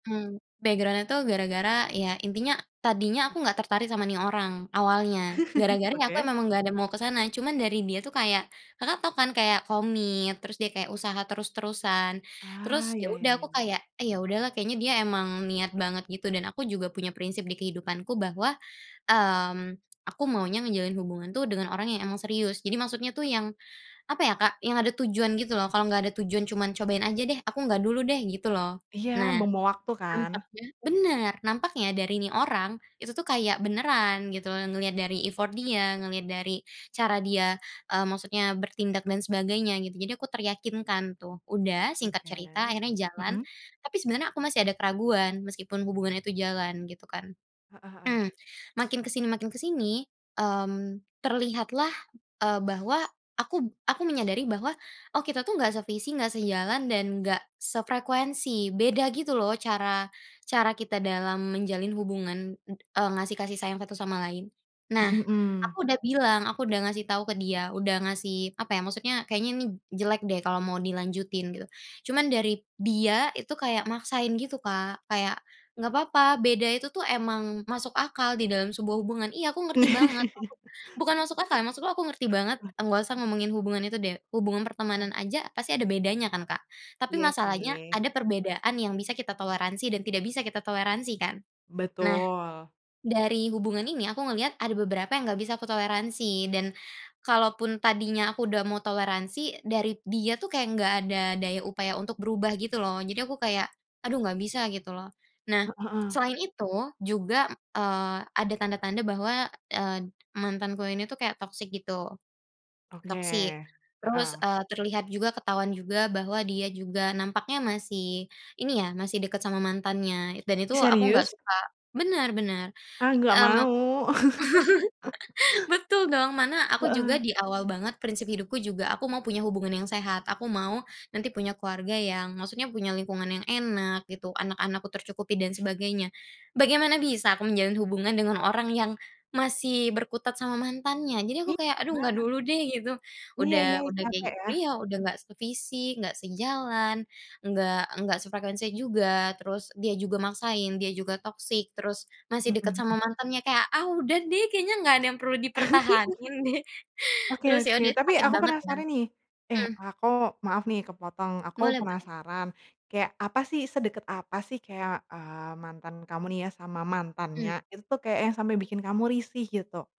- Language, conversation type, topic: Indonesian, podcast, Pernahkah kamu mengalami kegagalan mendadak yang justru membuatmu berkembang?
- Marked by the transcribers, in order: in English: "background-nya"; chuckle; tapping; in English: "effort"; other background noise; chuckle; unintelligible speech; chuckle; laugh; chuckle; laughing while speaking: "deh"